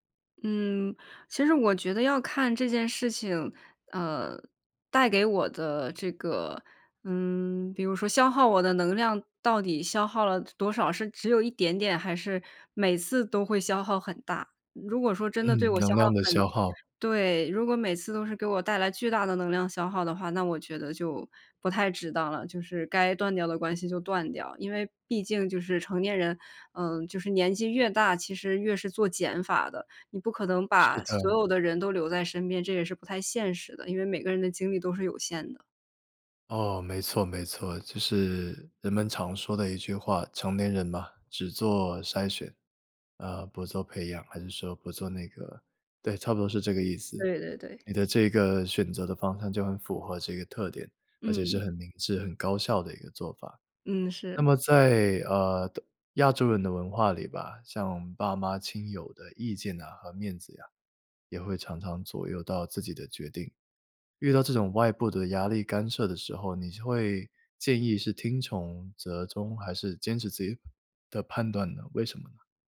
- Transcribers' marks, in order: tapping
- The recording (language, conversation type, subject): Chinese, podcast, 你如何决定是留下还是离开一段关系？